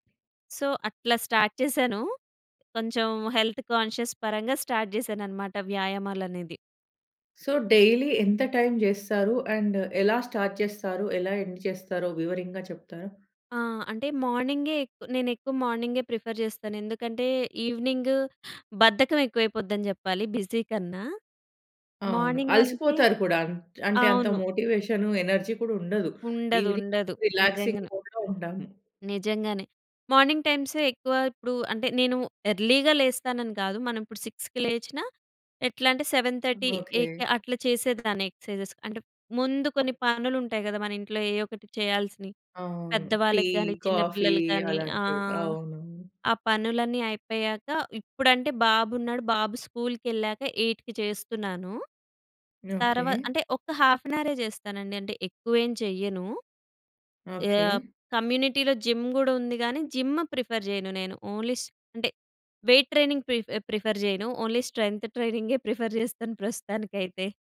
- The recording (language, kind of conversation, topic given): Telugu, podcast, బిజీ రోజువారీ కార్యాచరణలో హాబీకి సమయం ఎలా కేటాయిస్తారు?
- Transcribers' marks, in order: in English: "సో"; in English: "హెల్త్ కాన్‌షియస్"; in English: "స్టార్ట్"; in English: "సో డైలీ"; in English: "అండ్"; in English: "స్టార్ట్"; in English: "ఎండ్"; in English: "ప్రిఫర్"; in English: "ఈవినింగ్"; in English: "మార్నింగ్"; in English: "మోటివషన్ ఎనర్జీ"; in English: "ఈవినింగ్ రిలాక్సింగ్ మూడ్‌లో"; in English: "మార్నింగ్"; in English: "సిక్స్‌కి"; in English: "సెవెన్ థర్టీ ఎయిట్‌కి"; in English: "ఎక్సర్సైజెస్"; in English: "ఎయిట్‍కి"; in English: "కమ్యూనిటీలో జిమ్"; in English: "జిమ్ ప్రిఫర్"; in English: "ఓన్లీ"; in English: "వెయిట్ ట్రైనింగ్ ప్రిఫ్ ప్రిఫర్"; in English: "ఓన్లీ"; in English: "ప్రిఫర్"